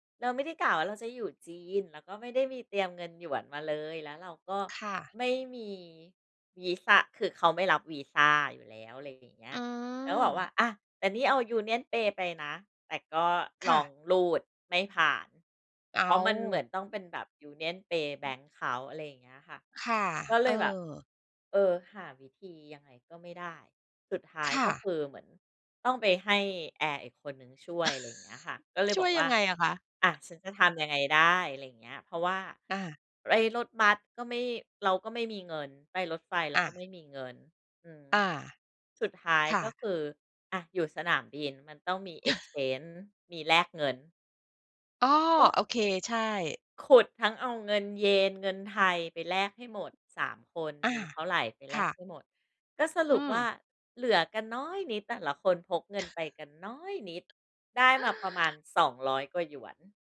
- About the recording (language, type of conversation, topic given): Thai, podcast, เวลาเจอปัญหาระหว่างเดินทาง คุณรับมือยังไง?
- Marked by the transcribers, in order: other background noise; chuckle; tapping; chuckle; in English: "Exchange"; stressed: "น้อย"; stressed: "น้อย"; other noise